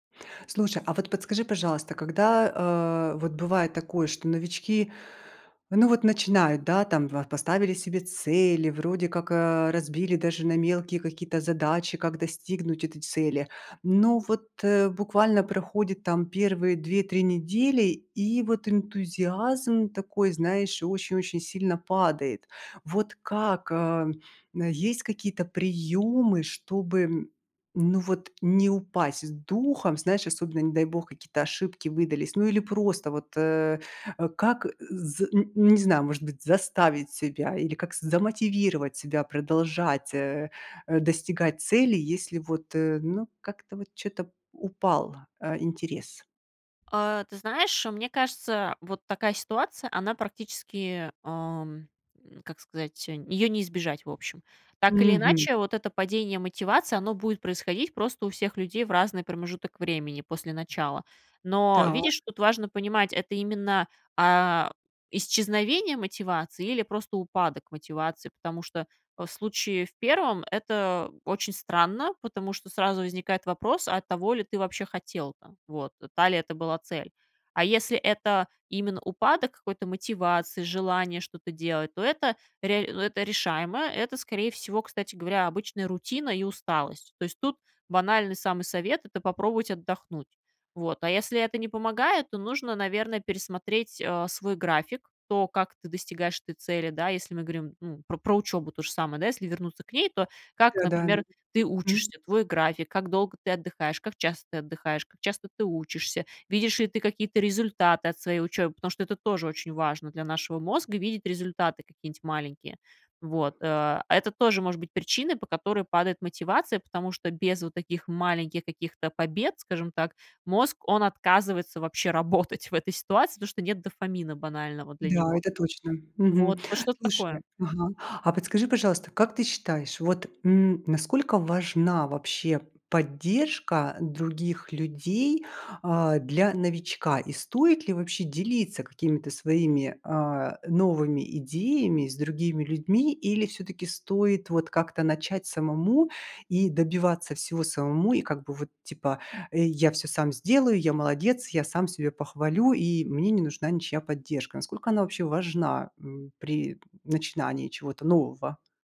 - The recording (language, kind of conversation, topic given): Russian, podcast, Какие простые практики вы бы посоветовали новичкам?
- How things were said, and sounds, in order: other background noise; tapping